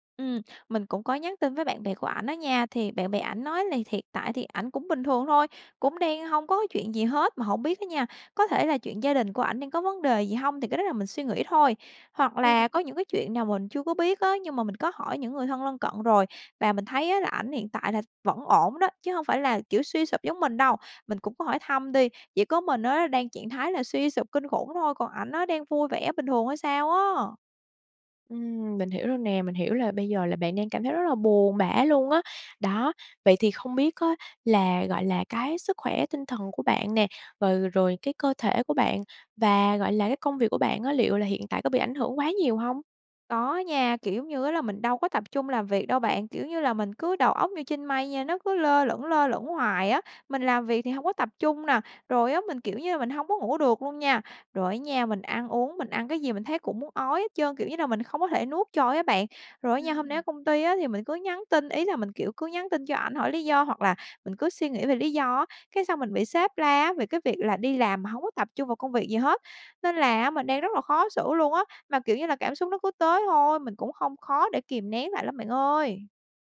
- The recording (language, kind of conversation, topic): Vietnamese, advice, Bạn đang cảm thấy thế nào sau một cuộc chia tay đột ngột mà bạn chưa kịp chuẩn bị?
- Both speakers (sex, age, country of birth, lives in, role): female, 25-29, Vietnam, Vietnam, advisor; female, 25-29, Vietnam, Vietnam, user
- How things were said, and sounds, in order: tapping; other background noise